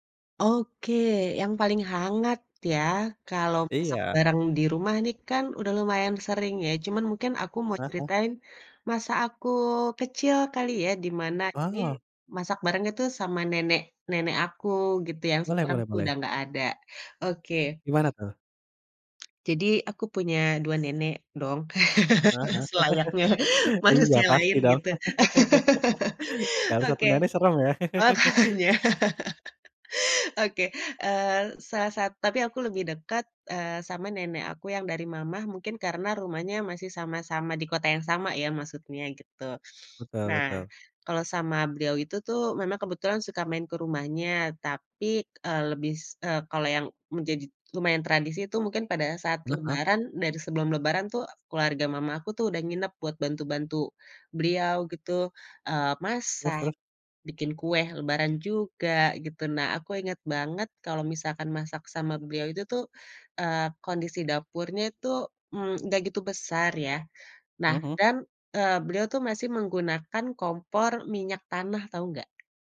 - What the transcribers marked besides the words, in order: other background noise; laugh; laughing while speaking: "selayaknya manusia lain, gitu"; laugh; laughing while speaking: "Makanya"; laugh; laugh; "menjadi" said as "menjadid"; tapping
- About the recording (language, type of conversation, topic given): Indonesian, podcast, Ceritakan pengalaman memasak bersama keluarga yang paling hangat?